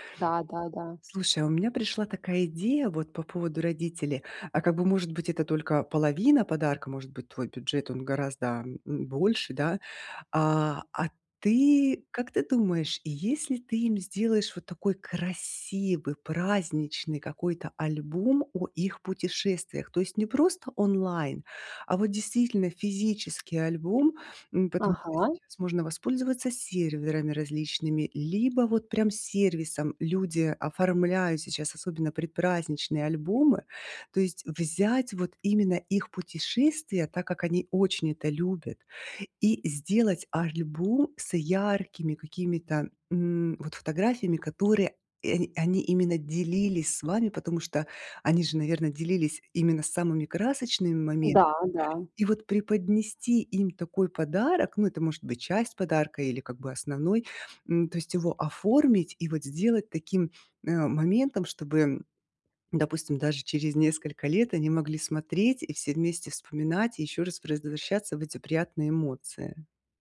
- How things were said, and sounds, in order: tapping; other background noise; "возвращаться" said as "прозвращаться"
- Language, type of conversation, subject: Russian, advice, Как выбрать подарок близкому человеку и не бояться, что он не понравится?